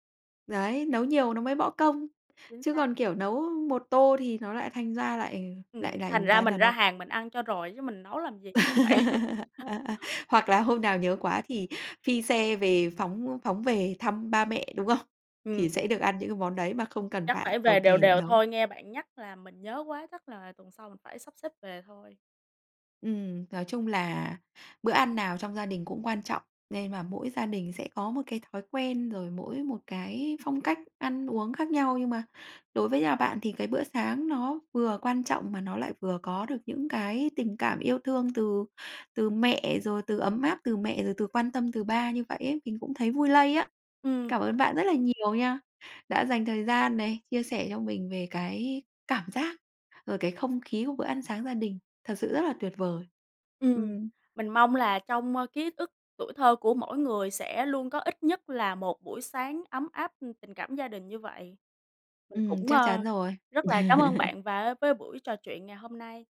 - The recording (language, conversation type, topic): Vietnamese, podcast, Thói quen ăn sáng ở nhà bạn như thế nào?
- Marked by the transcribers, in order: laugh; chuckle; other background noise; tapping; chuckle